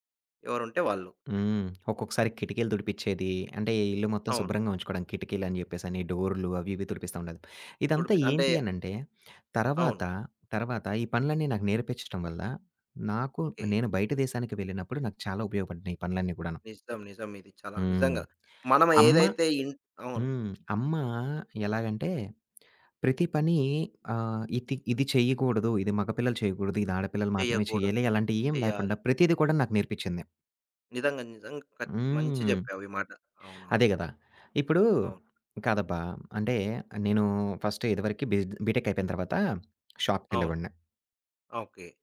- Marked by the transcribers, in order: tapping; in English: "ఫస్ట్"; in English: "బీటెక్"
- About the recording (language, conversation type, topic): Telugu, podcast, ఇంటి పనులు మరియు ఉద్యోగ పనులను ఎలా సమతుల్యంగా నడిపిస్తారు?